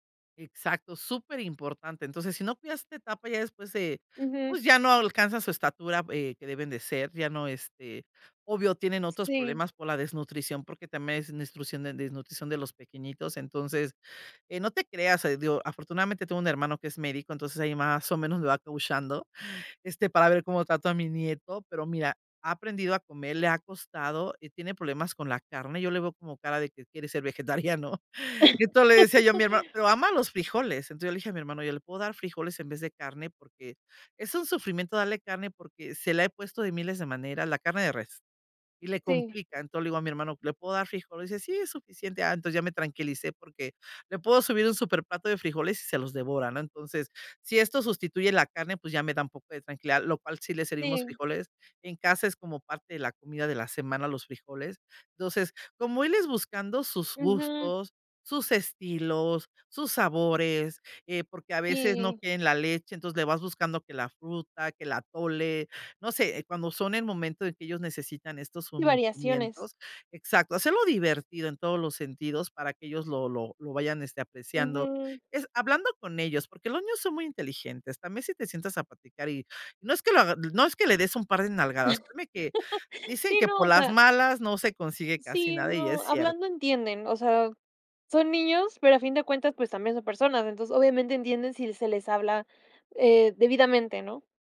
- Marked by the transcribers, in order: other background noise; unintelligible speech; chuckle; laugh; unintelligible speech; laugh
- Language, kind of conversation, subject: Spanish, podcast, ¿Cómo manejas a comensales quisquillosos o a niños en el restaurante?